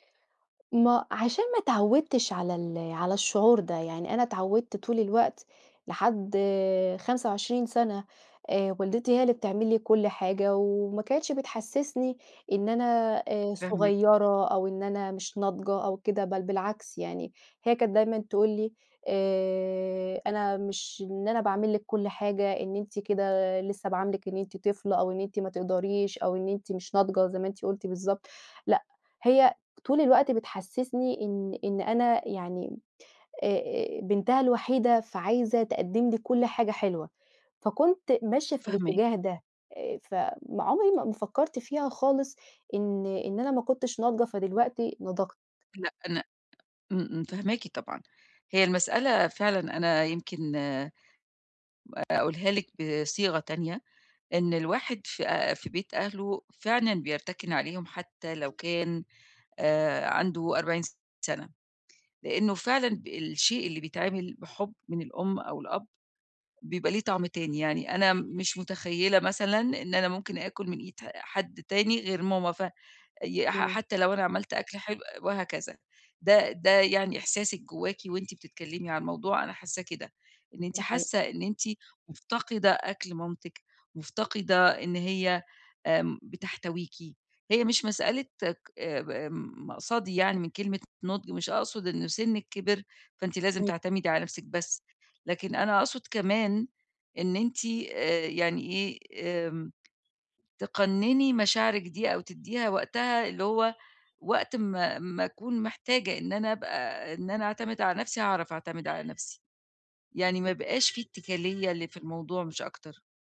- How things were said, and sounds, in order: other street noise; horn
- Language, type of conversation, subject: Arabic, advice, إزاي أتعامل مع الانتقال لمدينة جديدة وإحساس الوحدة وفقدان الروتين؟
- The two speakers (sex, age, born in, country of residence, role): female, 30-34, Egypt, Portugal, user; female, 55-59, Egypt, Egypt, advisor